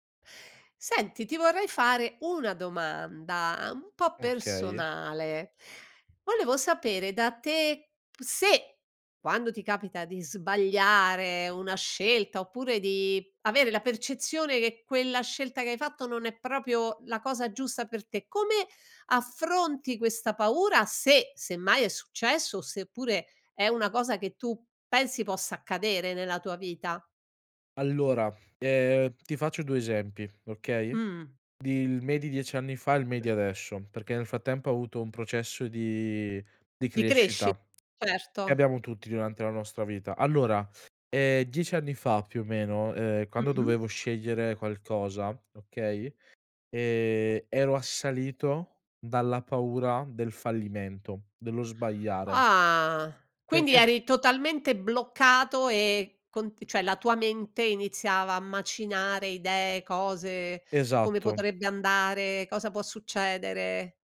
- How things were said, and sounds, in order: "proprio" said as "propio"; other background noise; lip smack; "cioè" said as "ceh"
- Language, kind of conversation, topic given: Italian, podcast, Come affronti la paura di sbagliare una scelta?